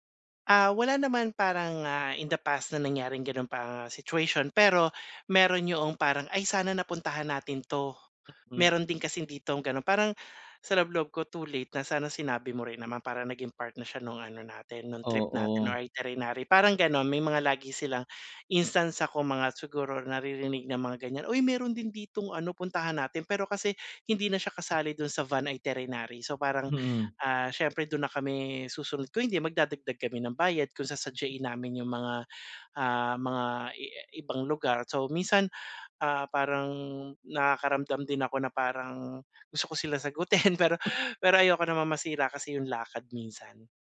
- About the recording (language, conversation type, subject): Filipino, advice, Paano ko mas mapapadali ang pagplano ng aking susunod na biyahe?
- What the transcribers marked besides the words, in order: laughing while speaking: "sagutin"